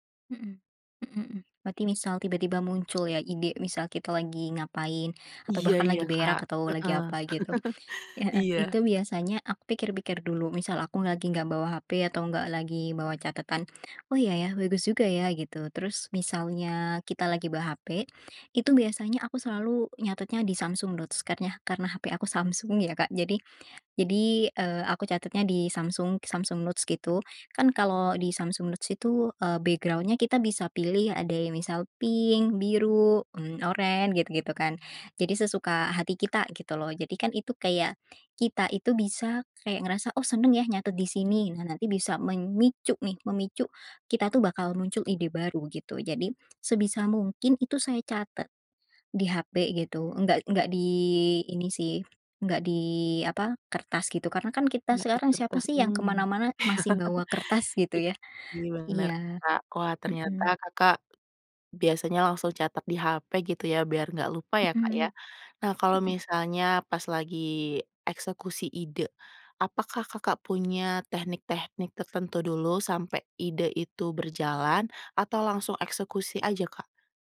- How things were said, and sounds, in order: laugh; in English: "background-nya"; "memicu" said as "menmicu"; chuckle; tapping
- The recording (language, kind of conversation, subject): Indonesian, podcast, Bagaimana kamu mencari inspirasi saat mentok ide?